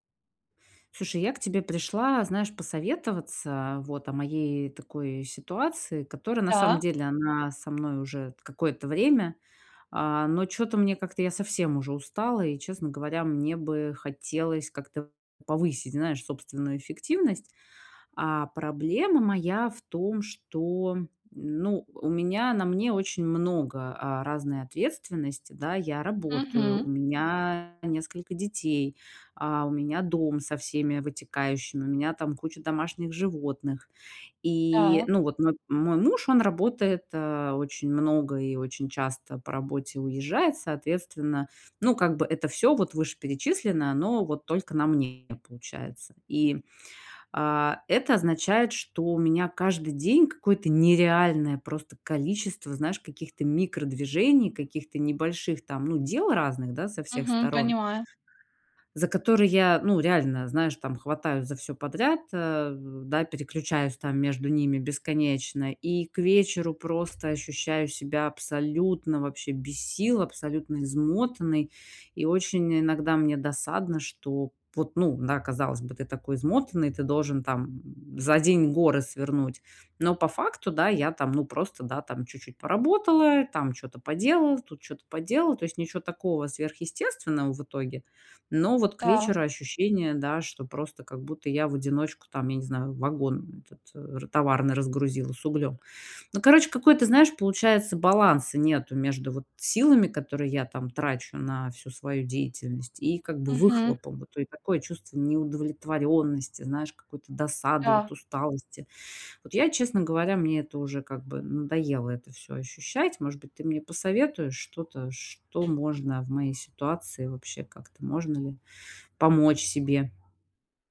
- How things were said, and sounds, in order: other background noise; tapping
- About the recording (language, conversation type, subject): Russian, advice, Как перестать терять время на множество мелких дел и успевать больше?